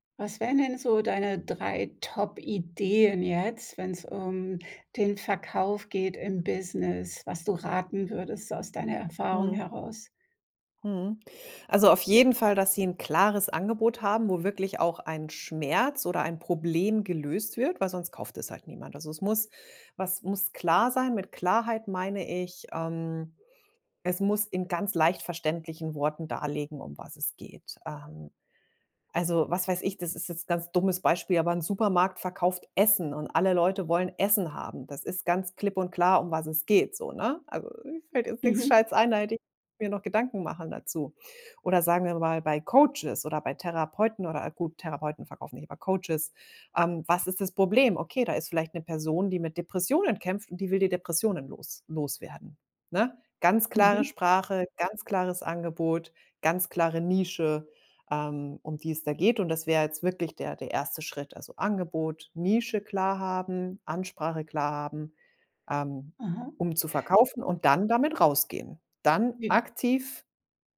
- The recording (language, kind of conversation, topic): German, podcast, Welchen Rat würdest du Anfängerinnen und Anfängern geben, die gerade erst anfangen wollen?
- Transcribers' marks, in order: none